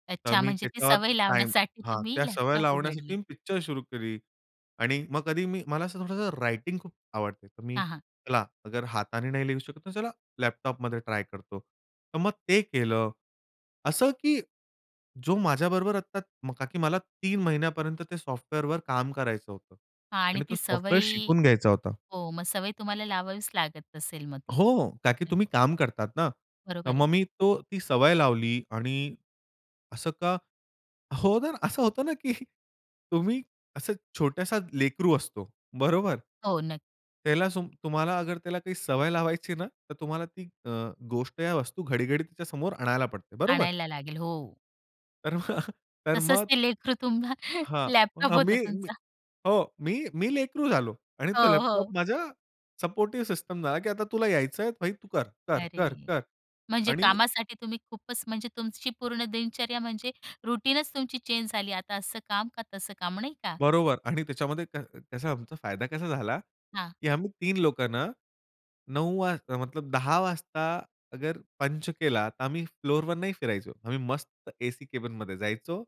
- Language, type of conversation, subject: Marathi, podcast, दूरस्थ कामाच्या काळात तुमची दिनचर्या कशी बदलली?
- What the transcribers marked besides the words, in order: laughing while speaking: "असं होतं ना, की तुम्ही असं छोटासा लेकरू असतो"; tapping; other background noise; chuckle; laughing while speaking: "तुम्हा लॅपटॉप होता तुमचा"; in English: "रूटीनच"; in English: "चेंज"; in English: "पंच"; in English: "फ्लोअरवर"